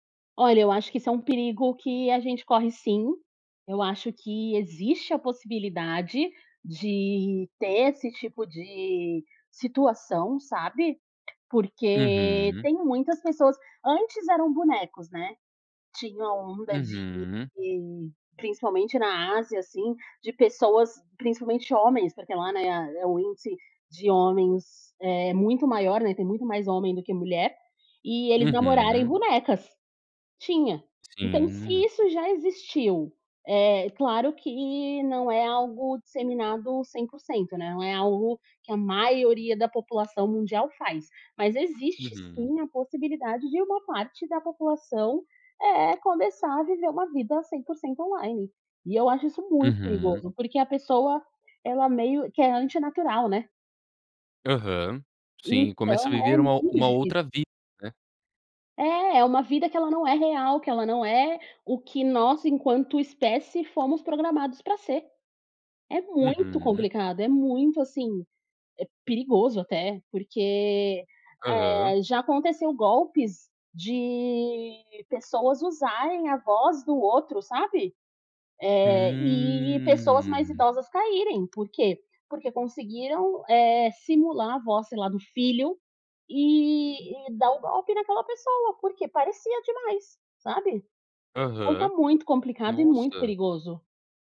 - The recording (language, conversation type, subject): Portuguese, podcast, como criar vínculos reais em tempos digitais
- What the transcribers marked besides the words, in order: tapping; drawn out: "Hum"